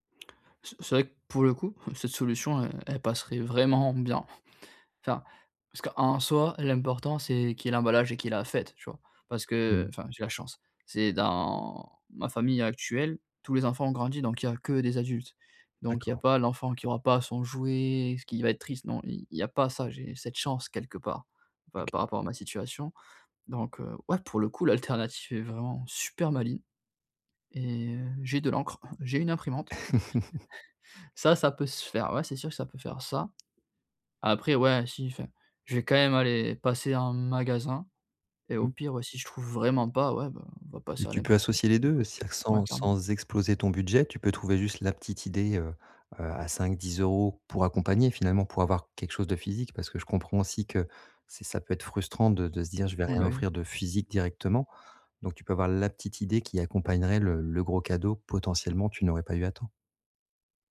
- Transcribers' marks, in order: other background noise; chuckle; laugh; chuckle
- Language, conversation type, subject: French, advice, Comment gérer la pression financière pendant les fêtes ?